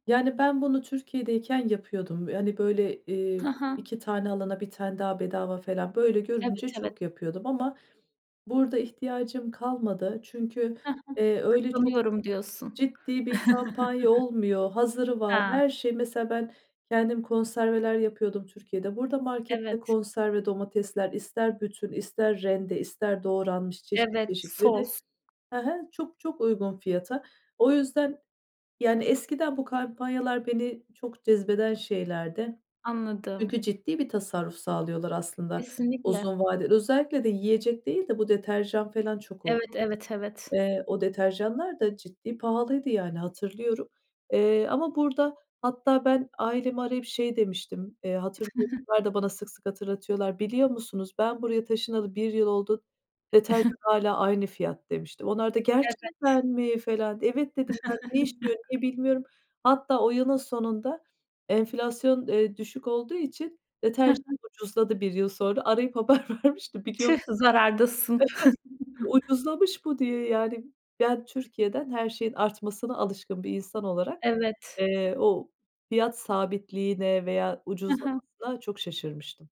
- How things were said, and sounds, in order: other background noise; chuckle; tapping; unintelligible speech; chuckle; chuckle; put-on voice: "Gerçekten mi?"; chuckle; unintelligible speech; laughing while speaking: "haber vermiştim"; chuckle
- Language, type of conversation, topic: Turkish, podcast, Markette alışveriş yaparken nelere dikkat ediyorsun?